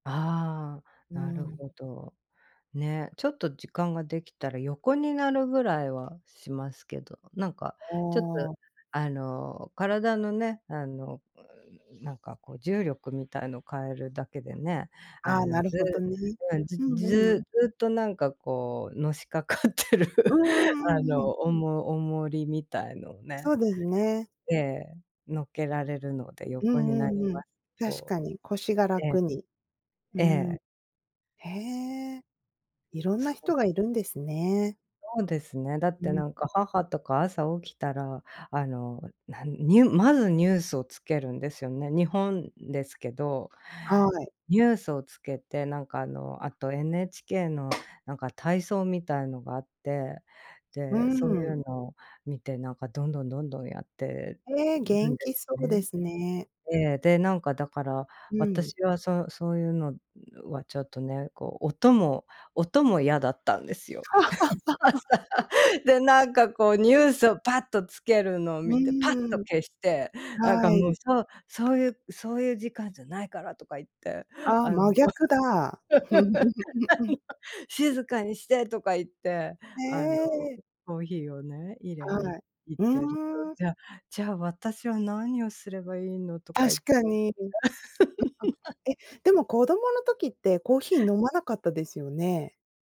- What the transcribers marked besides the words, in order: tapping; laughing while speaking: "のしかかってる"; other background noise; laugh; laughing while speaking: "朝"; chuckle; laugh; unintelligible speech; laugh
- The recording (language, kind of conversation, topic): Japanese, unstructured, 毎日の習慣の中で、特に大切にしていることは何ですか？